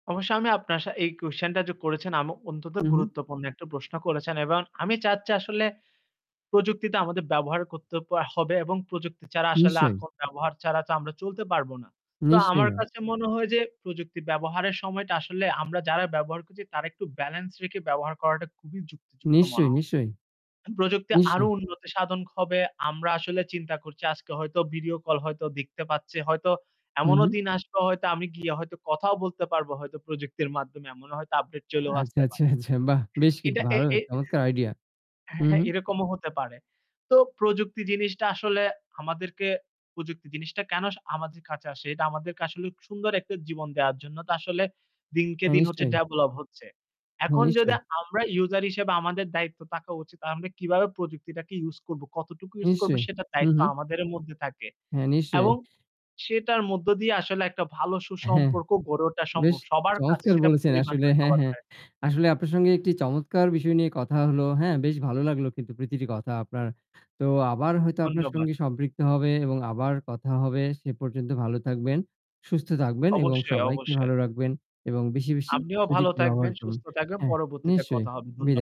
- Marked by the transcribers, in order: static; mechanical hum; "থাকা" said as "তাকা"
- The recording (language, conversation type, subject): Bengali, unstructured, প্রযুক্তি কীভাবে আমাদের পরিবারকে আরও কাছে এনেছে?